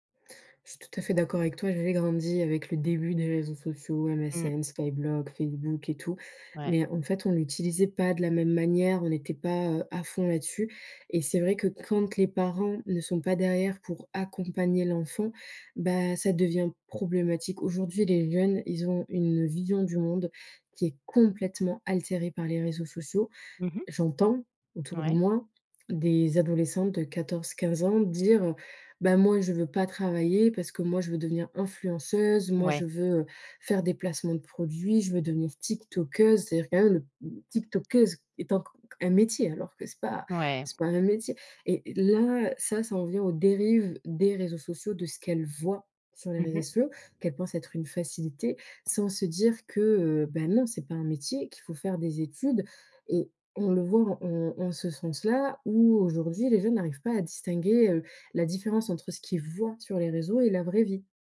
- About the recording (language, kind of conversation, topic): French, podcast, Les réseaux sociaux renforcent-ils ou fragilisent-ils nos liens ?
- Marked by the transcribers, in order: stressed: "voient"; background speech; other background noise; stressed: "voient"